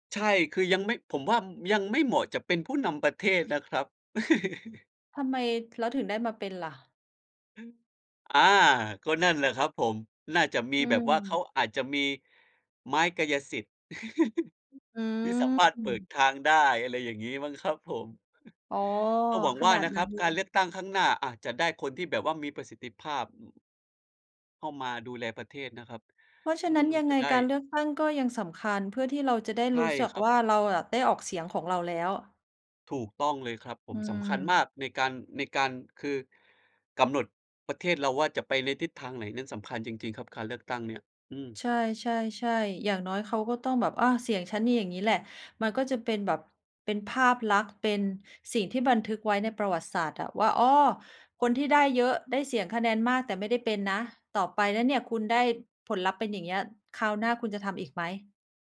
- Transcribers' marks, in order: chuckle; chuckle; chuckle
- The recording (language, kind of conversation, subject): Thai, unstructured, คุณคิดว่าการเลือกตั้งมีความสำคัญแค่ไหนต่อประเทศ?